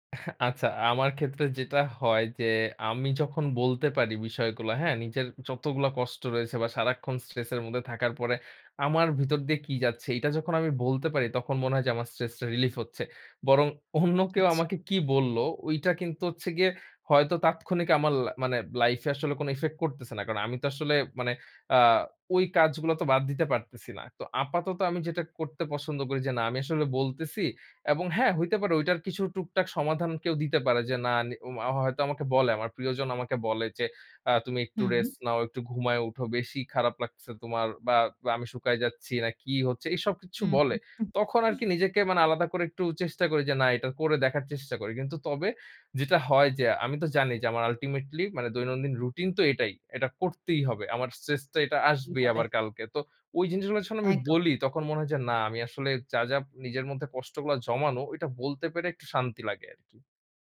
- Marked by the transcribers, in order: in English: "stress relief"; in English: "relief"; in English: "effect"; other background noise; in English: "ultimately"
- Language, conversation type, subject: Bengali, podcast, স্ট্রেস কমাতে আপনার প্রিয় উপায় কী?